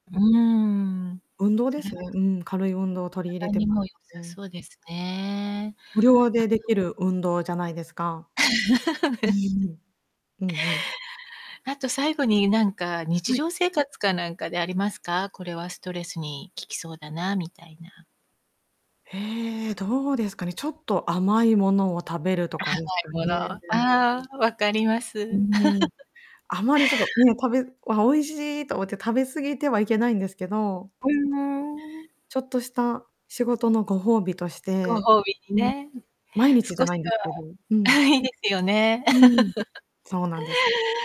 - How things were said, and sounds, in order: static; tapping; distorted speech; laugh; unintelligible speech; laugh; laughing while speaking: "いいですよね"; laugh
- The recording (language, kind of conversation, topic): Japanese, podcast, ストレスと上手に付き合うには、どうすればよいですか？